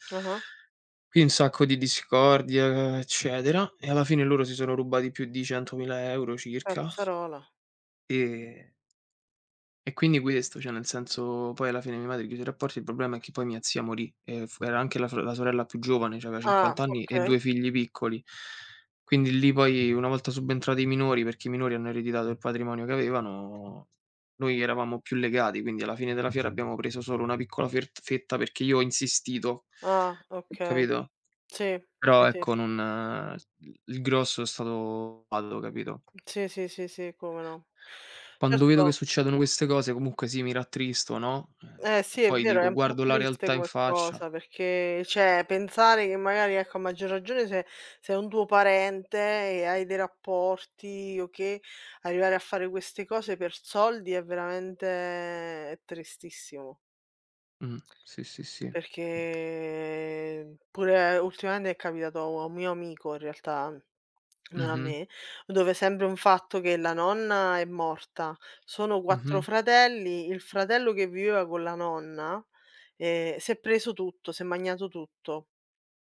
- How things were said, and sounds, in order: tapping; unintelligible speech; other background noise; "cioè" said as "ceh"; "pensare" said as "penzare"; "sempre" said as "sembre"
- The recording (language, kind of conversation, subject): Italian, unstructured, Qual è la cosa più triste che il denaro ti abbia mai causato?